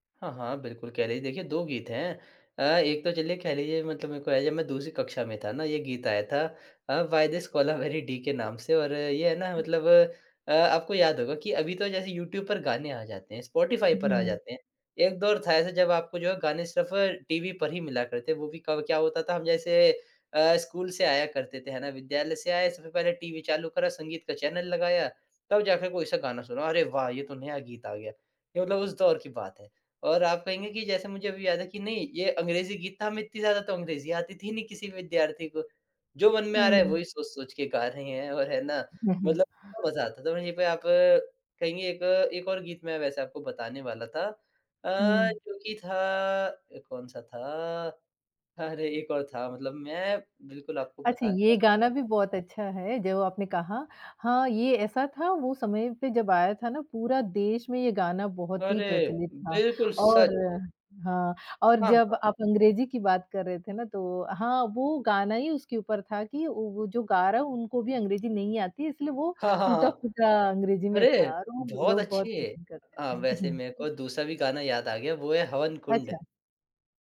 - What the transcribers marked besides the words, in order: tapping; other background noise; laughing while speaking: "और है ना"
- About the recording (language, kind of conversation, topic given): Hindi, podcast, कौन-सा गाना आपकी किसी खास याद से जुड़ा हुआ है?